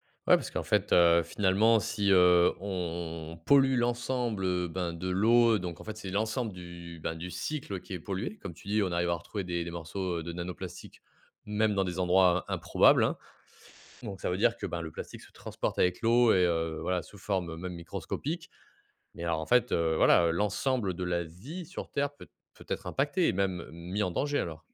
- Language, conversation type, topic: French, podcast, Peux-tu nous expliquer le cycle de l’eau en termes simples ?
- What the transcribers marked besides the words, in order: drawn out: "on"; stressed: "pollue"